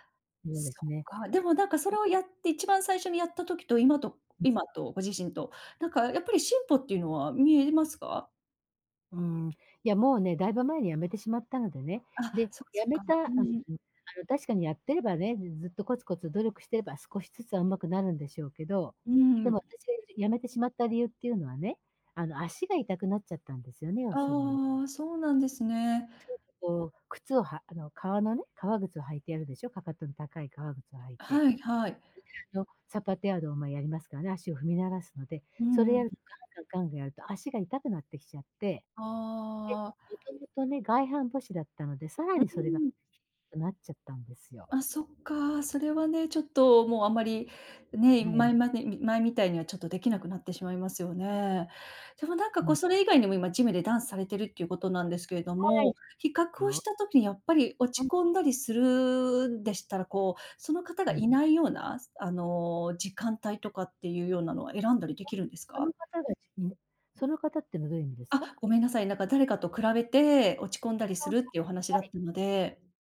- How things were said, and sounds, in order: other background noise; unintelligible speech; in Spanish: "サパテアード"
- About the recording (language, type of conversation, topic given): Japanese, advice, ジムで他人と比べて自己嫌悪になるのをやめるにはどうしたらいいですか？